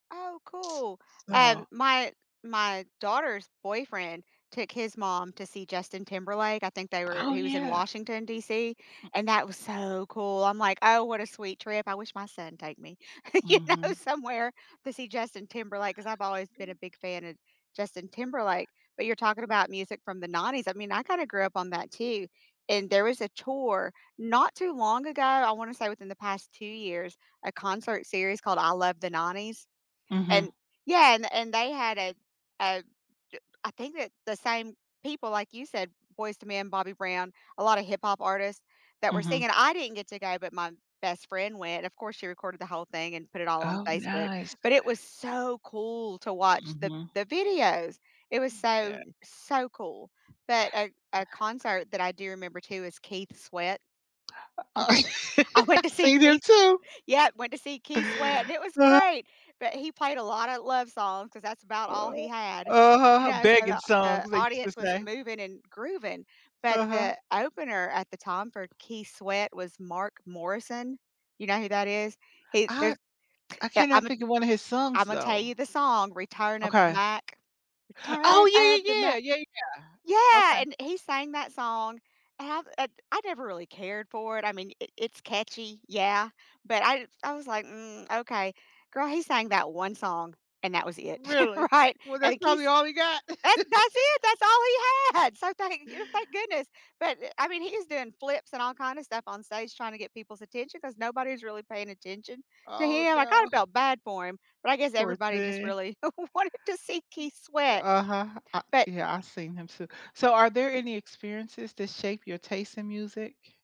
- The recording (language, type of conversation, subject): English, unstructured, Which live concert or performance has stayed with you the most, and what made it unforgettable?
- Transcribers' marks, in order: other background noise; laughing while speaking: "you know"; other noise; inhale; laugh; laughing while speaking: "I went I went to see Keith"; laughing while speaking: "uh-huh"; tapping; singing: "Return of the Mac"; laughing while speaking: "Right?"; laughing while speaking: "had!"; laugh; laughing while speaking: "wanted to see"